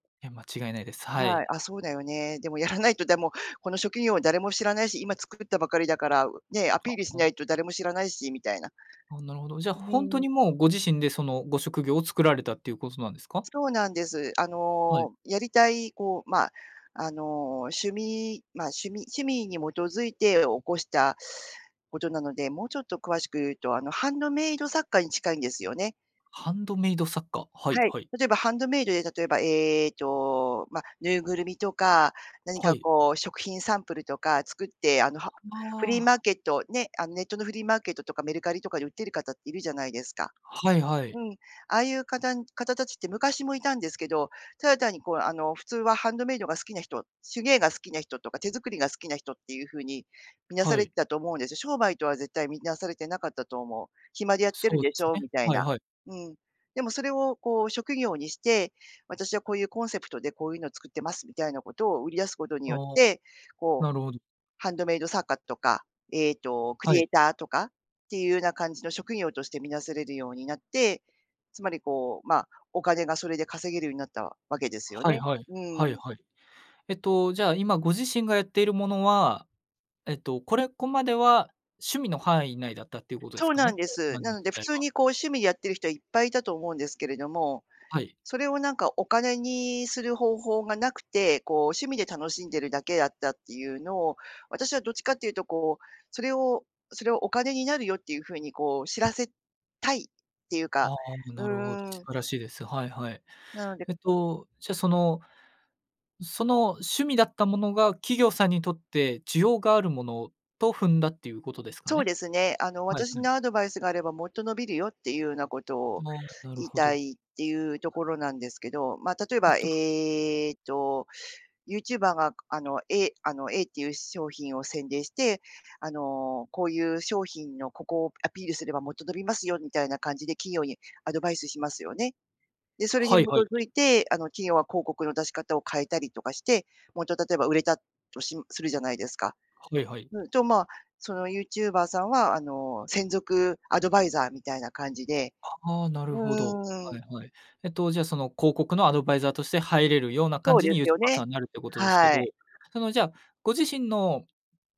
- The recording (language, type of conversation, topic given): Japanese, advice, 小さな失敗で目標を諦めそうになるとき、どうすれば続けられますか？
- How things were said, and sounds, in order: none